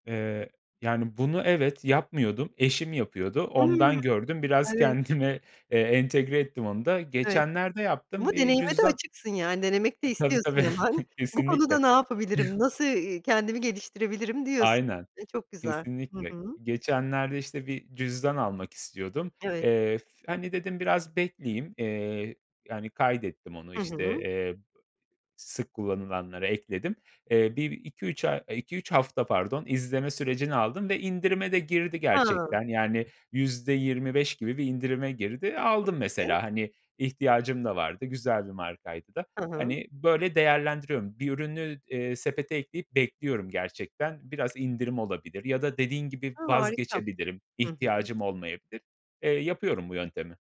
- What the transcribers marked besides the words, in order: laughing while speaking: "kendime"; other background noise; chuckle; laughing while speaking: "kesinlikle"; tapping
- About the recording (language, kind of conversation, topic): Turkish, podcast, Evde para tasarrufu için neler yapıyorsunuz?